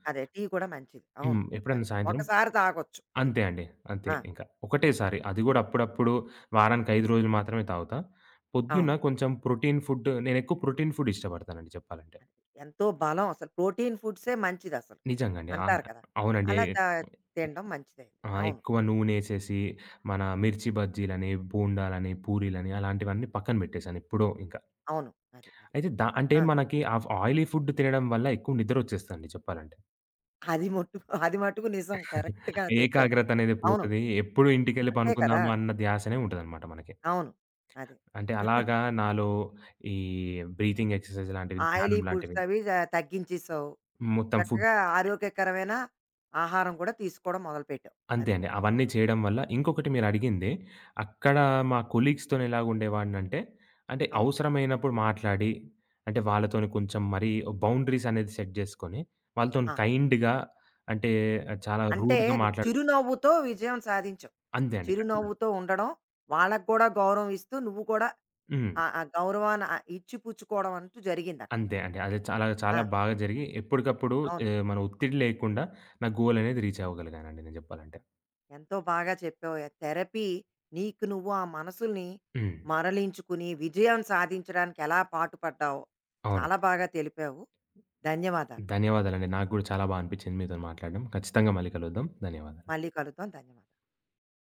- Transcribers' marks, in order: tapping; in English: "ప్రోటీన్"; in English: "ప్రోటీన్ ఫుడ్"; other background noise; in English: "ప్రోటీన్"; in English: "ఆయిలీ"; chuckle; in English: "కరెక్ట్‌గా"; chuckle; in English: "బ్రీతింగ్ ఎక్సర్‌సైజ్"; in English: "ఆయిలీ"; in English: "ఫుడ్"; in English: "కొలీగ్స్‌తో"; in English: "సెట్"; in English: "కైండ్‌గా"; in English: "రూడ్‌గా"; in English: "రీచ్"; in English: "థెరపీ"
- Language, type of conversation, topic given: Telugu, podcast, థెరపీ గురించి మీ అభిప్రాయం ఏమిటి?